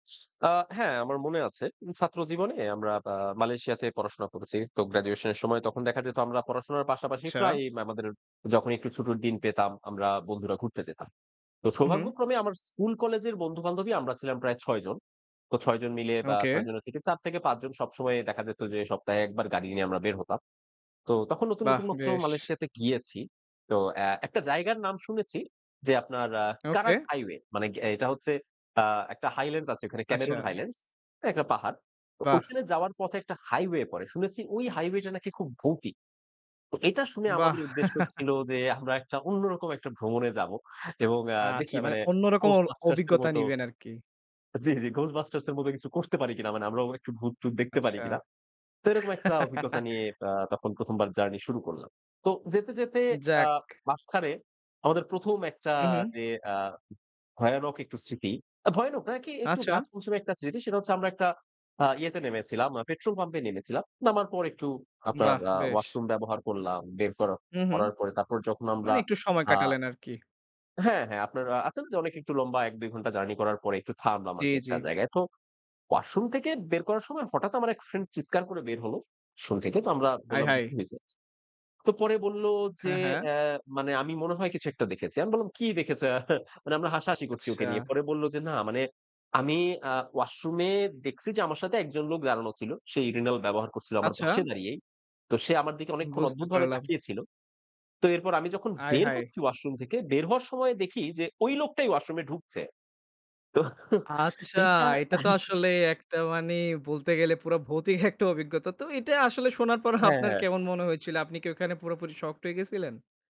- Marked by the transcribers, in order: "আচ্ছা" said as "চ্ছা"; "ছুটির" said as "ছুটোর"; tapping; chuckle; "ওয়াশ্রুম" said as "শম"; laughing while speaking: "এহা?"; in English: "urinal"; laughing while speaking: "তো এটা"; laughing while speaking: "একটা"; laughing while speaking: "পর"
- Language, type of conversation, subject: Bengali, podcast, কোনো ভ্রমণে কি কখনো এমন ঘটেছে যা পুরো অভিজ্ঞতাকে বদলে দিলো?